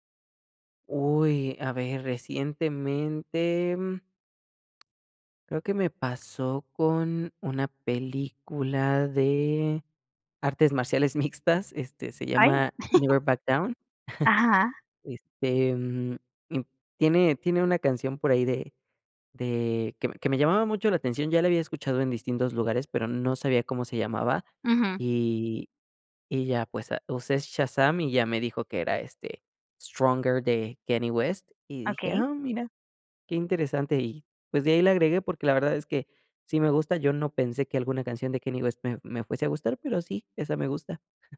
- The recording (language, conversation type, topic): Spanish, podcast, ¿Cómo descubres nueva música hoy en día?
- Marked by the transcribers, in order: chuckle; chuckle; chuckle